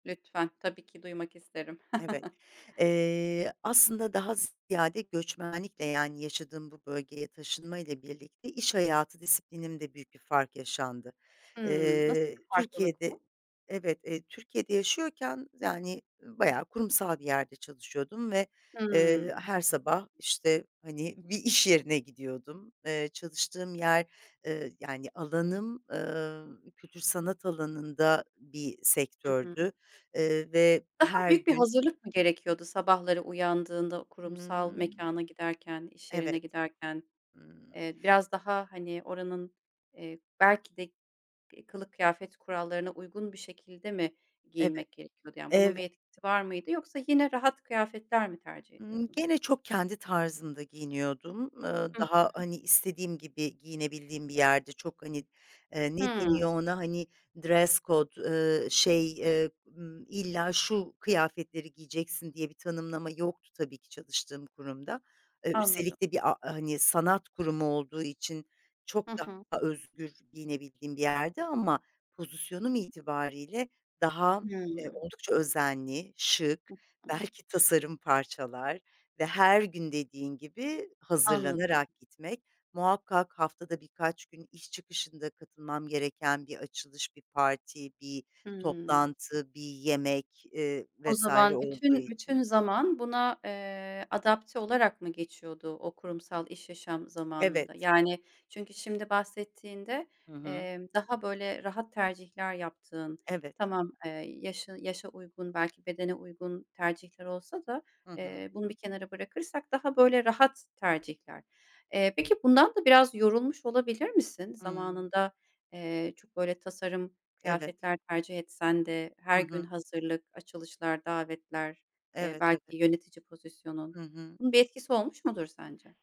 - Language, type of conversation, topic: Turkish, podcast, Kendi stilini nasıl tanımlarsın?
- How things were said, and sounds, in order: chuckle; tapping; other background noise; in English: "dress code"